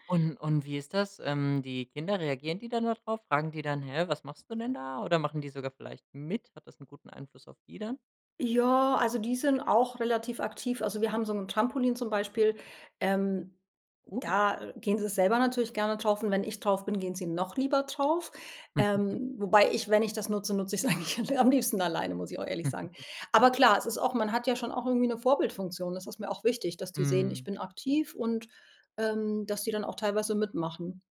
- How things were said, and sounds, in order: other background noise; snort; laughing while speaking: "eigentlich l"; snort
- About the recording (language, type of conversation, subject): German, podcast, Wie baust du kleine Bewegungseinheiten in den Alltag ein?